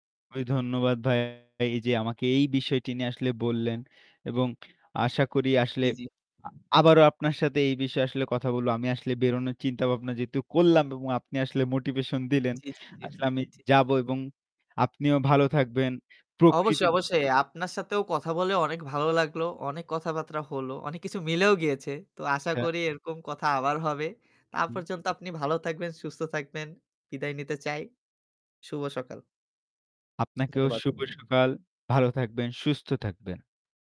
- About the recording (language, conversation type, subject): Bengali, unstructured, প্রকৃতির মাঝে সময় কাটালে আপনার কেমন লাগে?
- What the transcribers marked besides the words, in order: distorted speech; other background noise; in English: "motivation"; "জি" said as "চি"; tapping